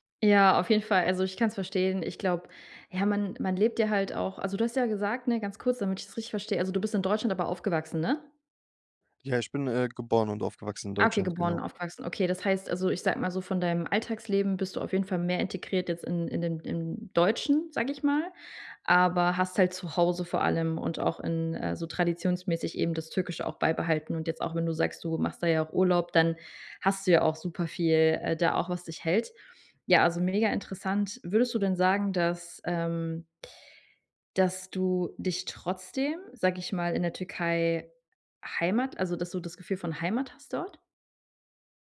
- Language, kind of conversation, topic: German, podcast, Wie entscheidest du, welche Traditionen du beibehältst und welche du aufgibst?
- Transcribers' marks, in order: none